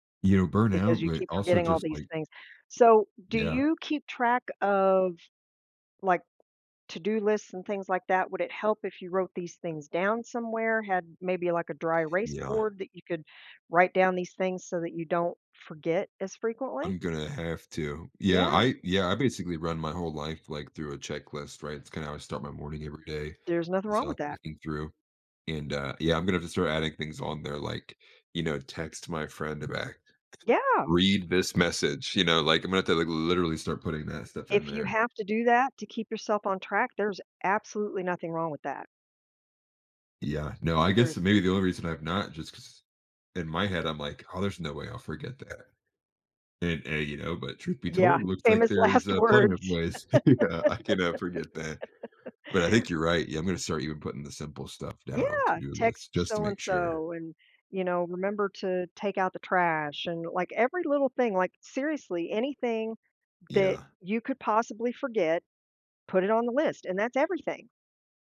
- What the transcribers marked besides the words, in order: tapping; laughing while speaking: "last"; laughing while speaking: "yeah"; laugh
- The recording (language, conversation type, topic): English, advice, How can I repair my relationship and rebuild trust after breaking a promise?
- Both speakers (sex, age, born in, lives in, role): female, 55-59, United States, United States, advisor; male, 30-34, United States, United States, user